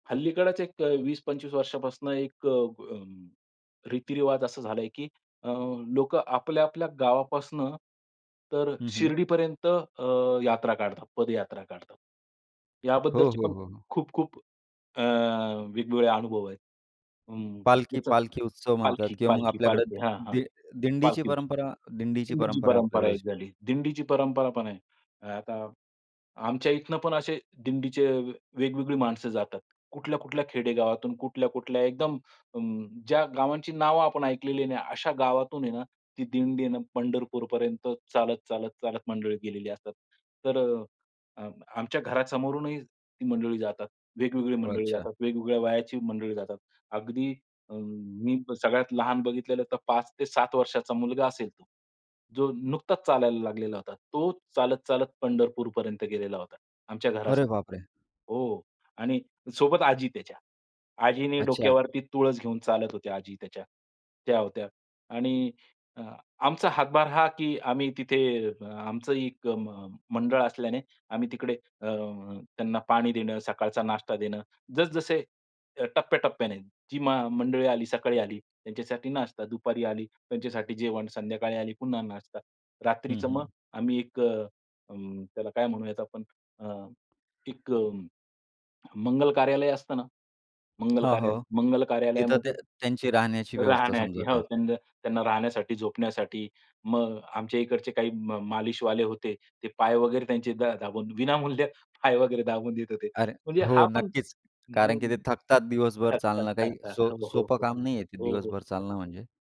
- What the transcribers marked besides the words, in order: unintelligible speech; surprised: "अरे, बाप रे!"; laughing while speaking: "विनामूल्य पाय वगैरे दाबून देत होते"
- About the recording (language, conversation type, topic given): Marathi, podcast, तुम्हाला पुन्हा कामाच्या प्रवाहात यायला मदत करणारे काही छोटे रीतिरिवाज आहेत का?